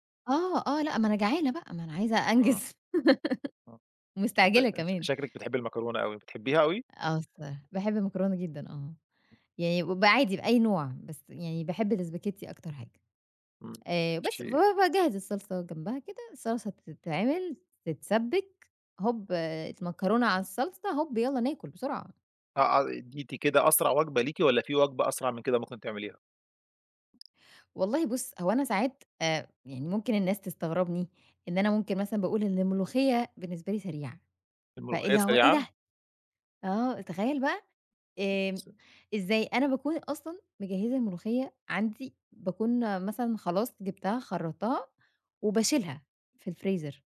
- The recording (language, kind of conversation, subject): Arabic, podcast, إزاي بتجهّز وجبة بسيطة بسرعة لما تكون مستعجل؟
- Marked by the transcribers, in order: laugh; tapping; other background noise